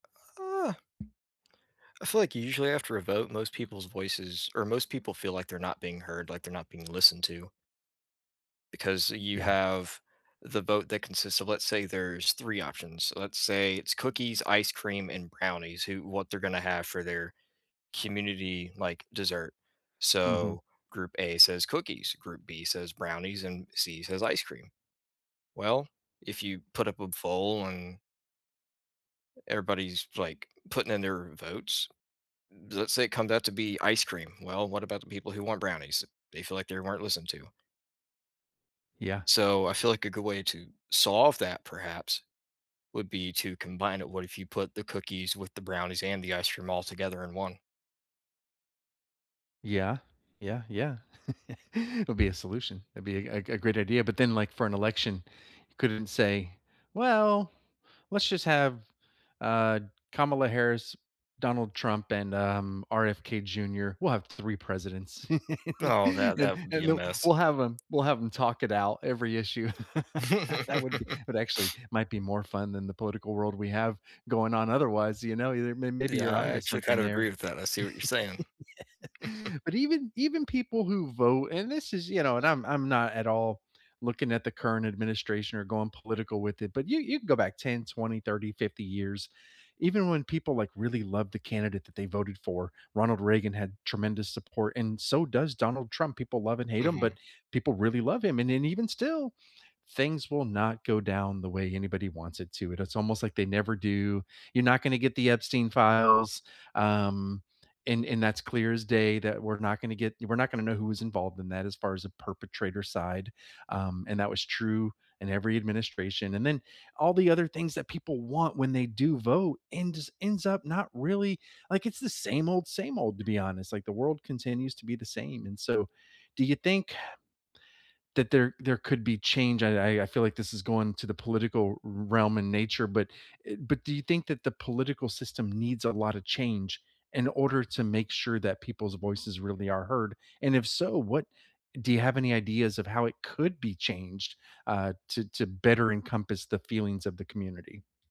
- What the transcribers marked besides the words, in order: tapping; "poll" said as "foll"; chuckle; other background noise; chuckle; chuckle; chuckle; chuckle; chuckle
- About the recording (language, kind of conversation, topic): English, unstructured, How can communities ensure that everyone’s voice is heard?
- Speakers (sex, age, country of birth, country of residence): male, 20-24, United States, United States; male, 45-49, United States, United States